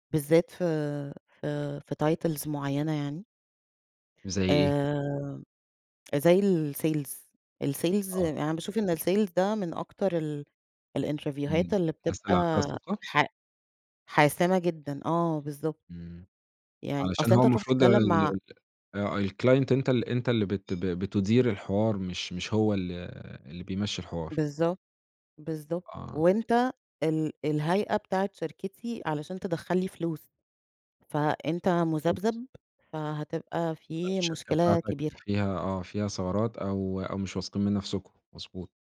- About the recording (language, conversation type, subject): Arabic, podcast, إزاي بتحضّر لمقابلات الشغل؟
- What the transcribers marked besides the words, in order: in English: "titles"; tapping; in English: "الsales الsales"; in English: "الsales"; in English: "الإنترڤيوهات"; unintelligible speech; in English: "الclient"; other background noise; unintelligible speech